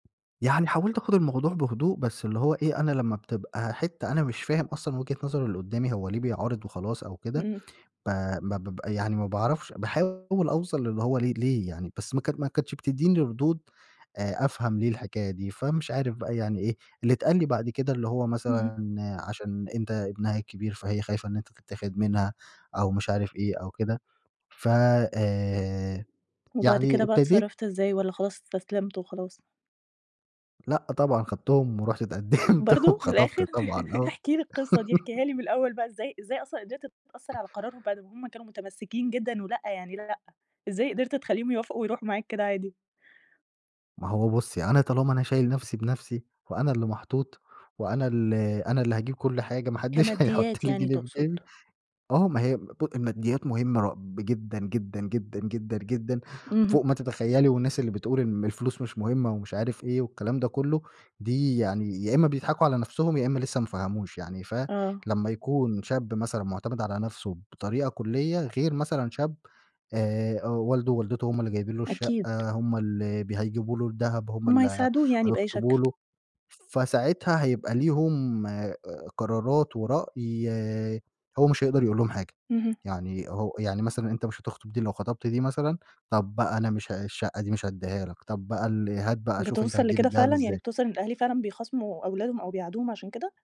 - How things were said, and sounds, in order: laughing while speaking: "اتقدّمت"; giggle; laughing while speaking: "ما حدّش هيحُط لي جنيه في جيبي"; other background noise
- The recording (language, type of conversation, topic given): Arabic, podcast, إزاي نقدر نوازن بين رغباتنا وتوقعات الأسرة؟